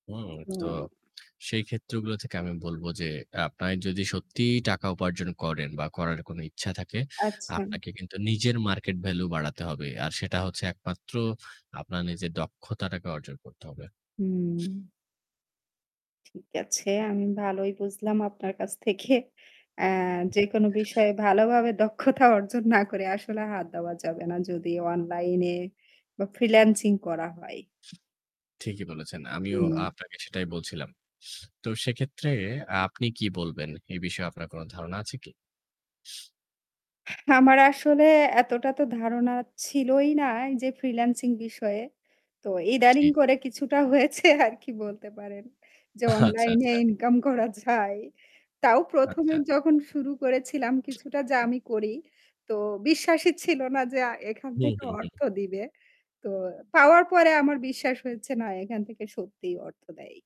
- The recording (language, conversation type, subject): Bengali, unstructured, বেশি টাকা উপার্জনের কোনো সহজ উপায় কি আছে?
- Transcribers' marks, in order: other background noise; static; "আপনার" said as "আপনাই"; chuckle; laughing while speaking: "দক্ষতা অর্জন না করে আসলে"; laughing while speaking: "হয়েছে আর কি বলতে পারেন … তাও প্রথম এ"; laughing while speaking: "আচ্ছা, আচ্ছা"